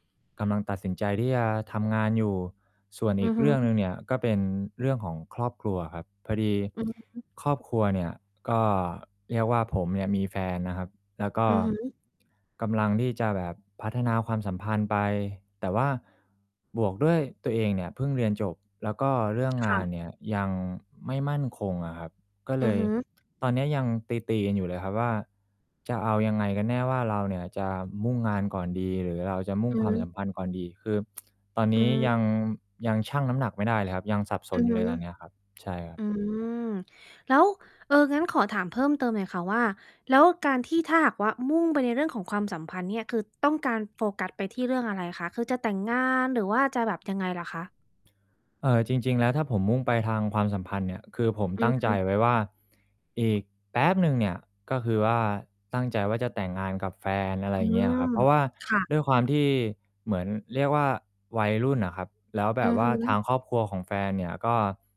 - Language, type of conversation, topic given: Thai, advice, ฉันควรทำอย่างไรเมื่อรู้สึกไม่แน่ใจและกลัวการตัดสินใจเรื่องสำคัญในชีวิต?
- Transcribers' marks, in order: mechanical hum; distorted speech; tsk